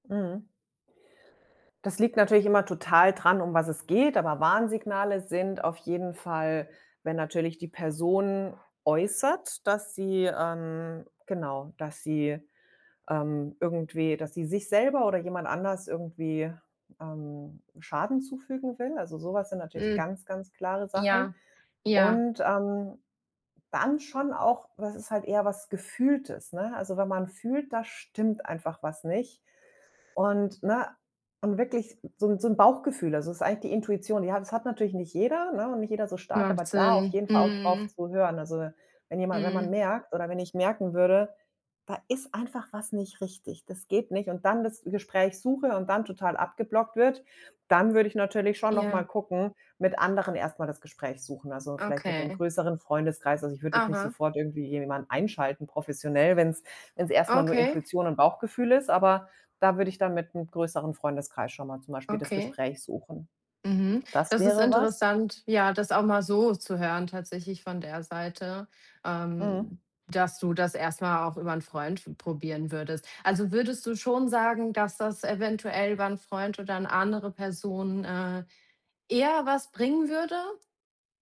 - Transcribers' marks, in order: other background noise
- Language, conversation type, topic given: German, podcast, Wie kann man einem Familienmitglied helfen, das psychisch leidet?